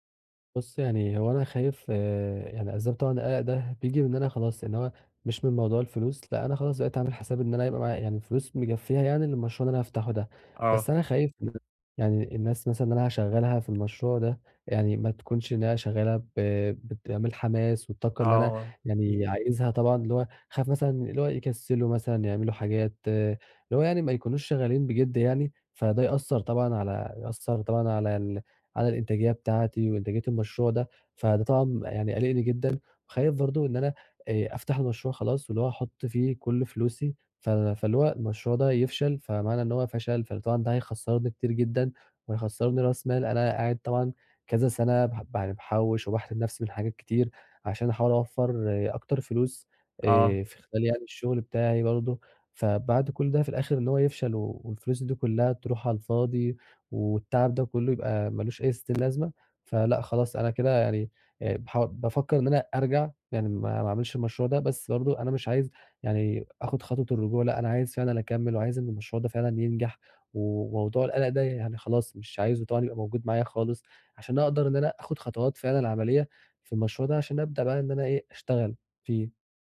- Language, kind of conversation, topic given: Arabic, advice, إزاي أتعامل مع القلق لما أبقى خايف من مستقبل مش واضح؟
- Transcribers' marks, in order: other background noise